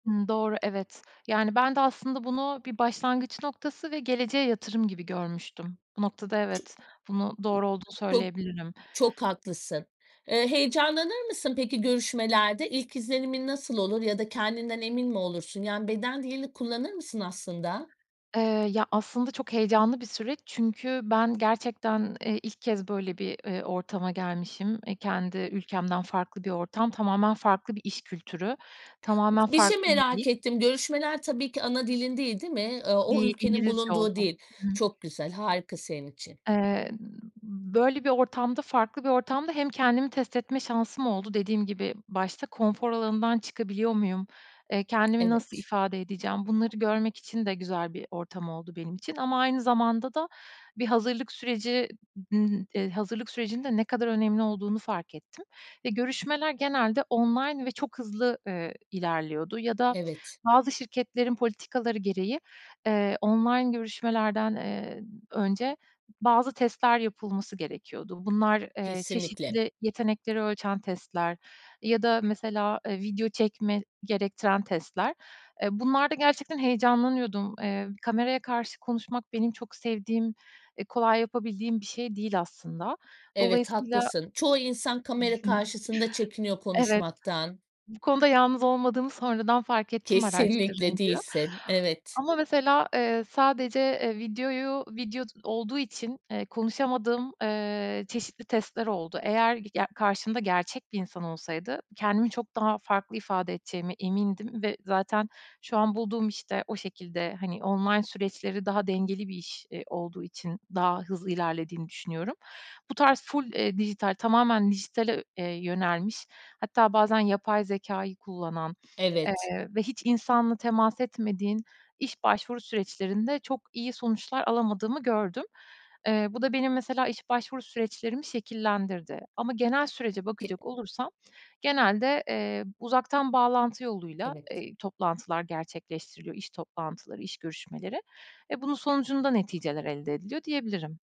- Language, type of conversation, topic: Turkish, podcast, İş görüşmesine hazırlanırken senin için en etkili yöntem nedir?
- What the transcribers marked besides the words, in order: other background noise; tapping; chuckle; sniff